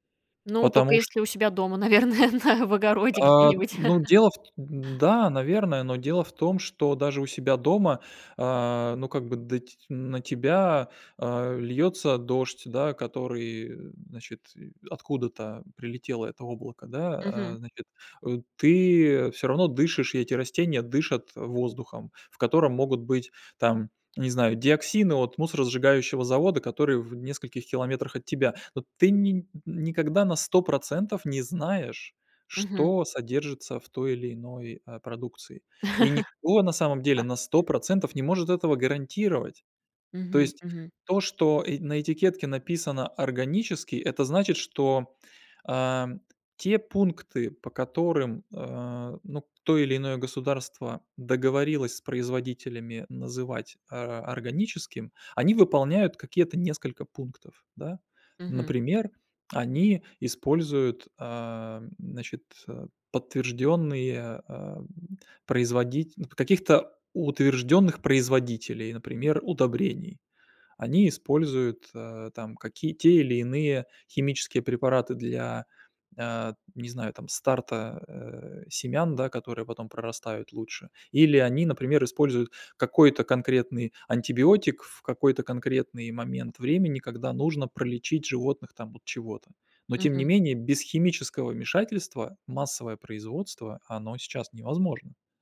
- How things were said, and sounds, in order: laughing while speaking: "наверное, на в огороде где-нибудь"; laugh
- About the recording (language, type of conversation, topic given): Russian, podcast, Как отличить настоящее органическое от красивой этикетки?